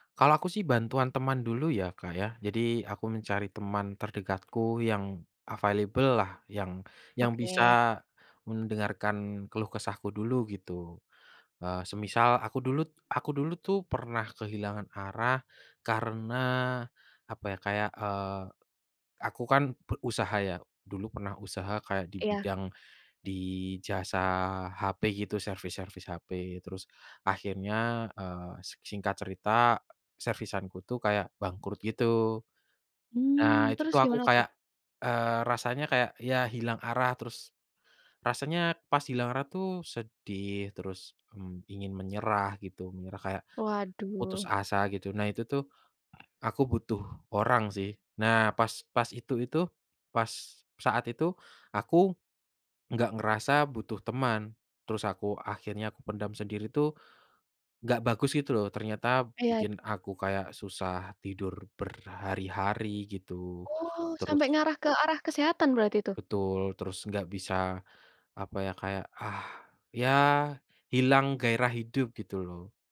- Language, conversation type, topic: Indonesian, podcast, Apa yang kamu lakukan kalau kamu merasa kehilangan arah?
- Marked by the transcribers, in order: in English: "available"; other background noise